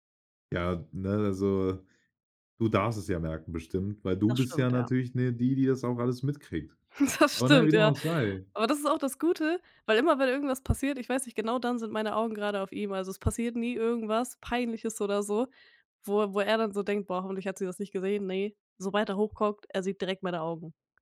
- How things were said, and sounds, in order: chuckle; laughing while speaking: "Das stimmt"; stressed: "Peinliches"
- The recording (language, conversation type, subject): German, podcast, Was war dein schlimmstes Missgeschick unterwegs?